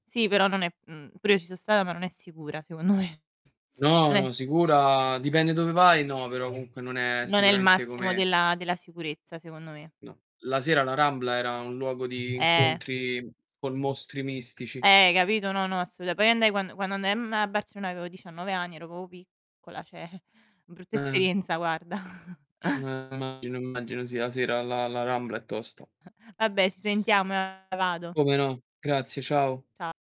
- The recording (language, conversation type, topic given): Italian, unstructured, Come può una città diventare più accogliente per tutti?
- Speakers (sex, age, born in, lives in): female, 25-29, Italy, Italy; male, 25-29, Italy, Italy
- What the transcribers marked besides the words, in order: laughing while speaking: "secondo me"; tapping; "proprio" said as "popo"; distorted speech; laughing while speaking: "ceh"; "cioè" said as "ceh"; chuckle; chuckle